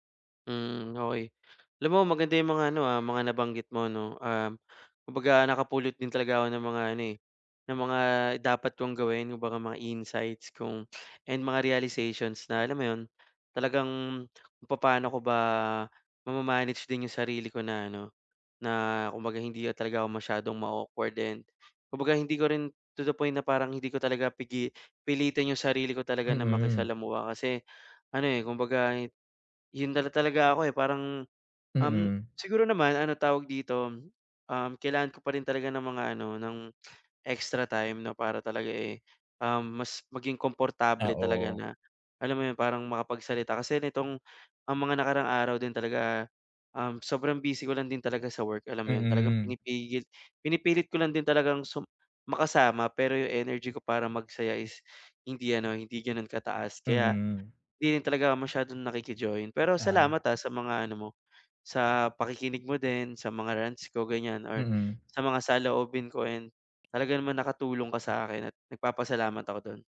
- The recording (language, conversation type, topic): Filipino, advice, Paano ako makikisalamuha sa mga handaan nang hindi masyadong naiilang o kinakabahan?
- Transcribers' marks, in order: other background noise